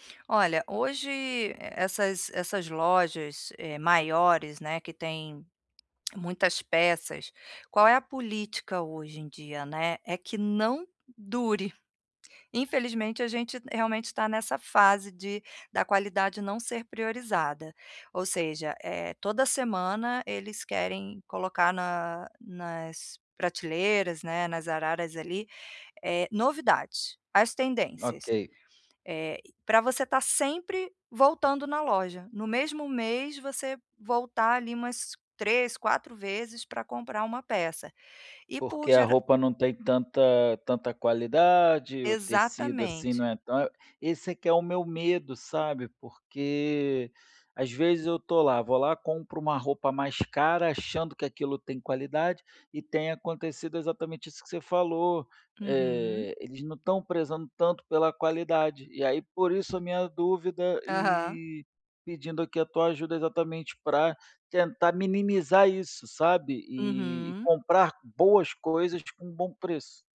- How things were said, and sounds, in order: tapping
- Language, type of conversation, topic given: Portuguese, advice, Como posso comparar a qualidade e o preço antes de comprar?